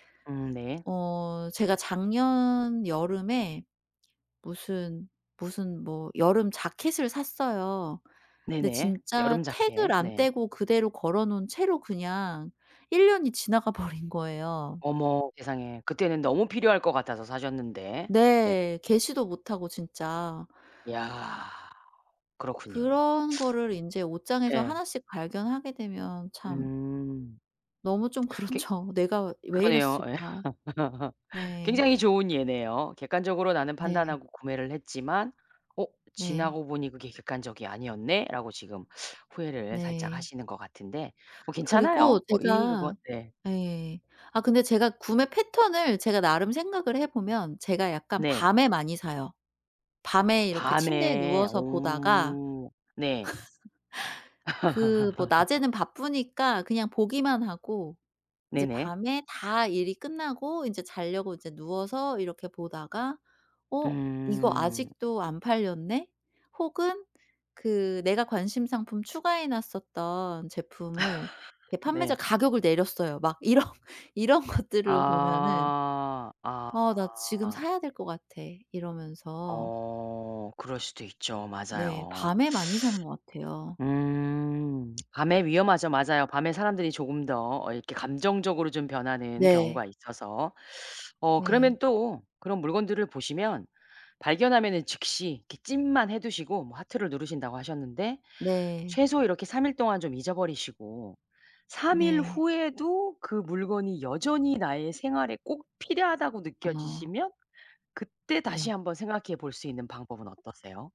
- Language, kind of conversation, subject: Korean, advice, 구매 후 자주 후회해서 소비를 조절하기 어려운데 어떻게 하면 좋을까요?
- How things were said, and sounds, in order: other background noise; laughing while speaking: "버린"; laugh; laugh; laugh; laughing while speaking: "이런 이런 것들을"; teeth sucking; tapping